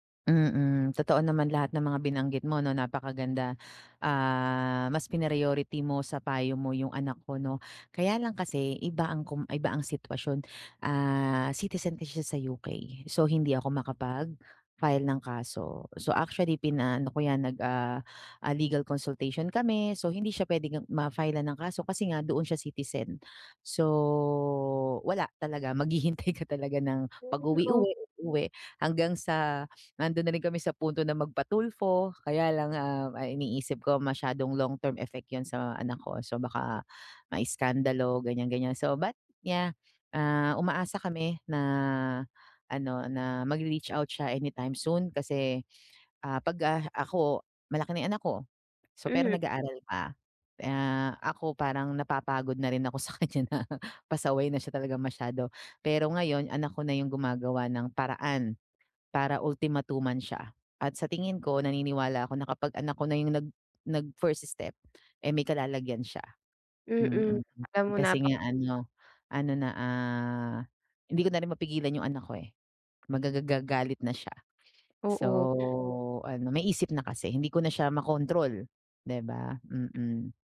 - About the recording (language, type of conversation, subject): Filipino, advice, Paano kami makakahanap ng kompromiso sa pagpapalaki ng anak?
- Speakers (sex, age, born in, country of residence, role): female, 25-29, Philippines, United States, advisor; female, 40-44, Philippines, Philippines, user
- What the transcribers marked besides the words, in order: tapping; in English: "legal consultation"; laughing while speaking: "maghihintay"; laughing while speaking: "sa kaniya na"; "magagalit" said as "magagagalit"; drawn out: "so"